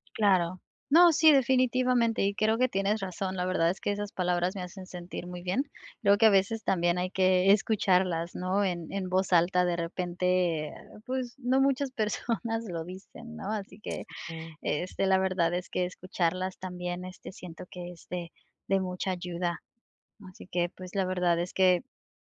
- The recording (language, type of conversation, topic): Spanish, advice, ¿Cómo vives la ansiedad social cuando asistes a reuniones o eventos?
- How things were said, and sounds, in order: other background noise; laughing while speaking: "personas"; tapping